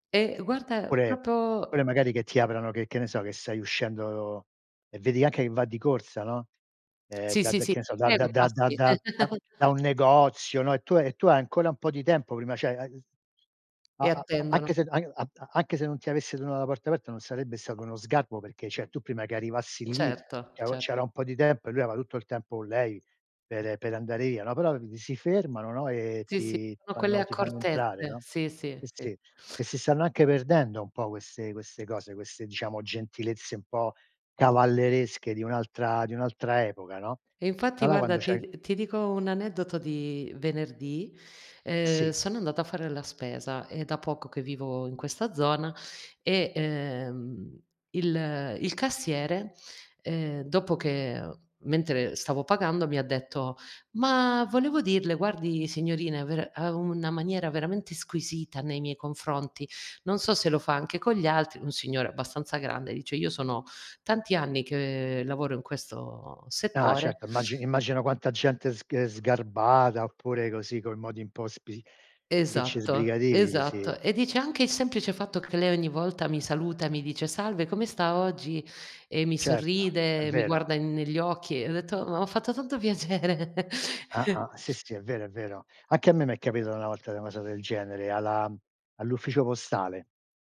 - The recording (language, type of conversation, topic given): Italian, unstructured, Qual è un piccolo gesto che ti rende felice?
- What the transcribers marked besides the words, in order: "proprio" said as "propo"; tapping; chuckle; "cioè" said as "ceh"; "cioè" said as "ceh"; unintelligible speech; "Sono" said as "ono"; laughing while speaking: "piacere"; chuckle; other background noise